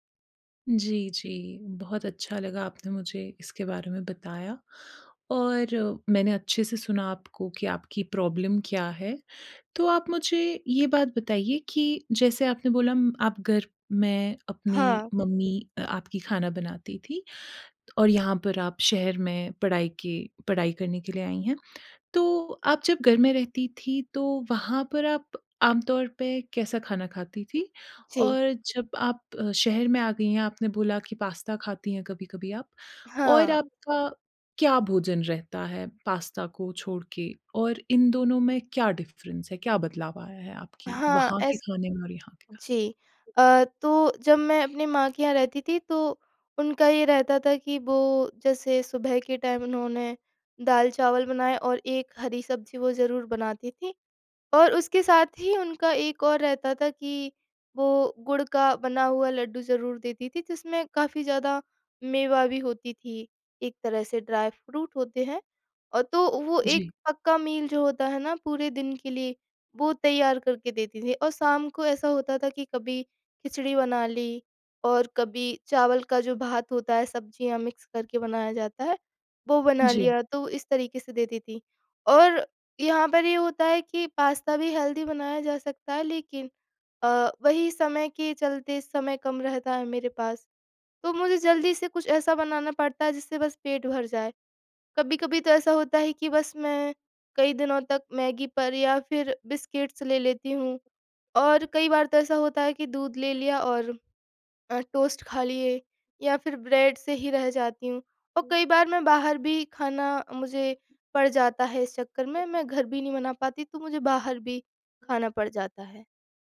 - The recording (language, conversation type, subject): Hindi, advice, खाने के समय का रोज़ाना बिगड़ना
- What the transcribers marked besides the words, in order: other background noise; in English: "प्रॉब्लम"; tapping; in English: "डिफ़रेंस"; in English: "टाइम"; in English: "ड्राई फ्रूट"; in English: "मील"; in English: "मिक्स"; in English: "हेल्दी"; in English: "बिस्किट्स"